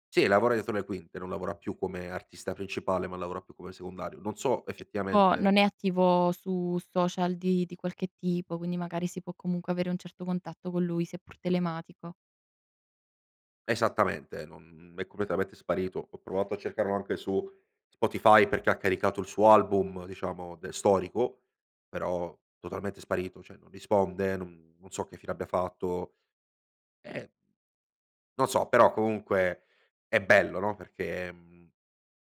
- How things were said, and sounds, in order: "cioè" said as "ceh"
- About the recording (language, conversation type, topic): Italian, podcast, C’è una canzone che ti ha accompagnato in un grande cambiamento?
- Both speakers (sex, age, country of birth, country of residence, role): female, 20-24, Italy, Italy, host; male, 25-29, Italy, Italy, guest